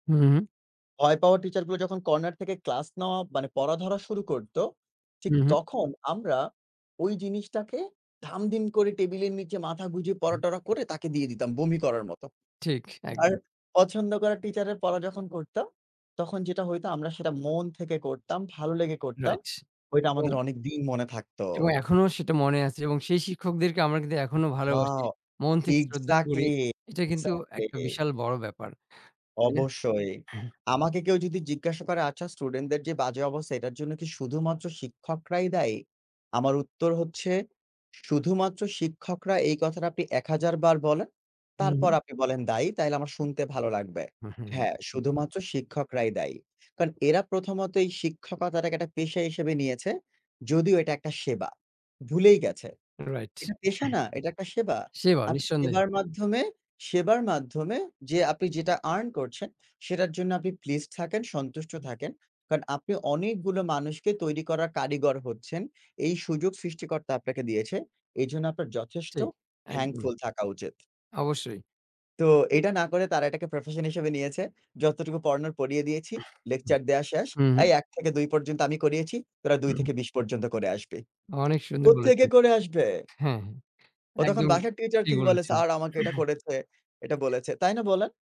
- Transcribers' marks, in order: other background noise; horn; in English: "Wow! Exactly, exactly"; other noise; throat clearing; in English: "pleased"; "কারণ" said as "কাণ"; in English: "thankful"; tapping; in English: "profession"; "পড়ানোর" said as "পরনার"; angry: "কোত্থেকে করে আসবে?"; throat clearing
- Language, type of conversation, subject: Bengali, unstructured, শিক্ষার্থীদের পড়াশোনায় উৎসাহিত রাখতে কীভাবে সহায়তা করা যায়?